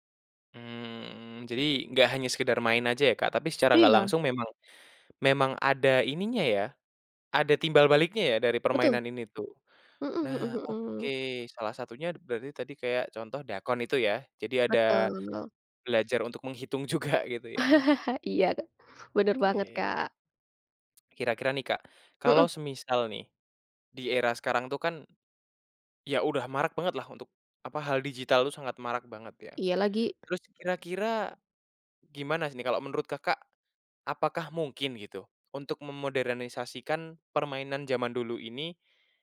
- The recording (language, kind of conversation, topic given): Indonesian, podcast, Permainan tradisional apa yang paling sering kamu mainkan saat kecil?
- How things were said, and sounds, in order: laughing while speaking: "juga"; laugh; other background noise